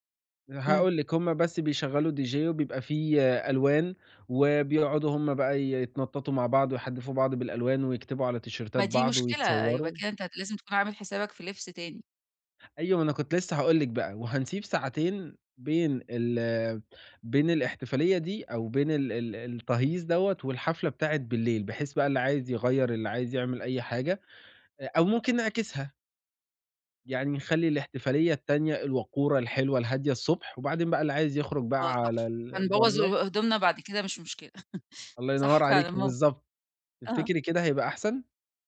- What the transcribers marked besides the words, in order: in English: "DJ"; other background noise; laugh
- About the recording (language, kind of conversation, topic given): Arabic, advice, إزاي نتعامل مع خلافات المجموعة وإحنا بنخطط لحفلة؟